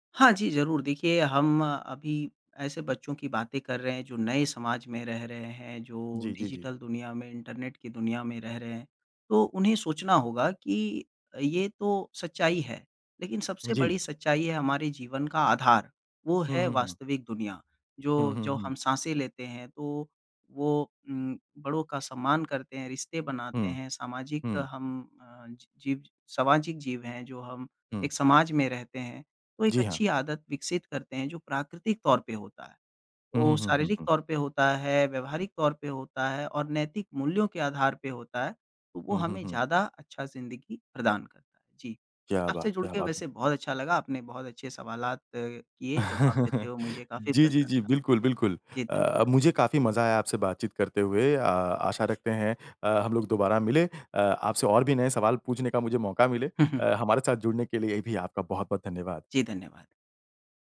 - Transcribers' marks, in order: in English: "डिजिटल"; chuckle
- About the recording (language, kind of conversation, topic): Hindi, podcast, नई स्वस्थ आदत शुरू करने के लिए आपका कदम-दर-कदम तरीका क्या है?